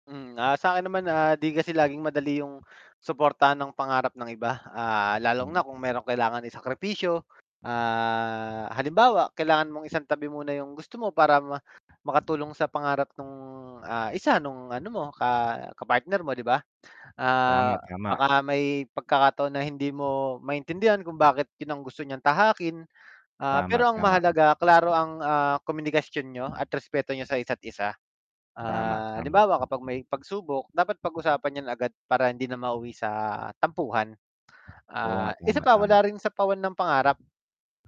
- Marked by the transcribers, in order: other background noise; mechanical hum; tapping; wind
- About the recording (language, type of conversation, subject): Filipino, unstructured, Paano ninyo sinusuportahan ang mga pangarap ng isa’t isa?